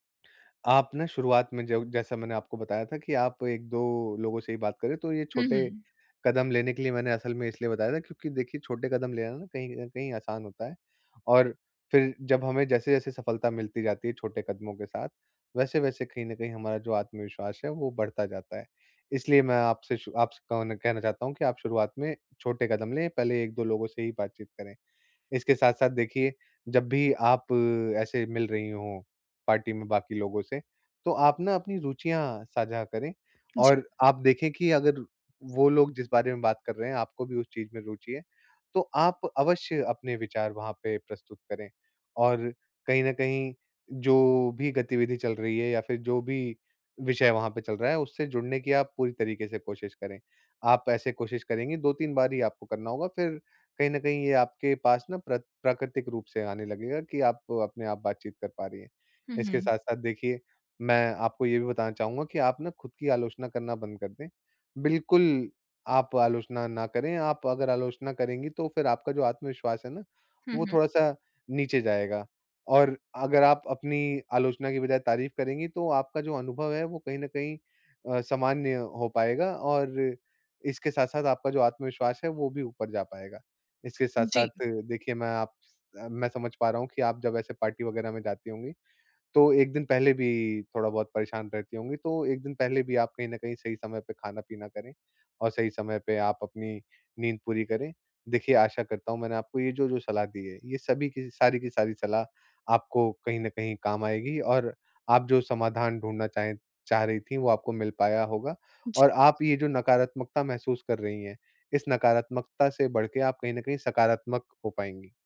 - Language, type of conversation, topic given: Hindi, advice, पार्टी में मैं अक्सर अकेला/अकेली और अलग-थलग क्यों महसूस करता/करती हूँ?
- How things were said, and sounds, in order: in English: "पार्टी"; in English: "पार्टी"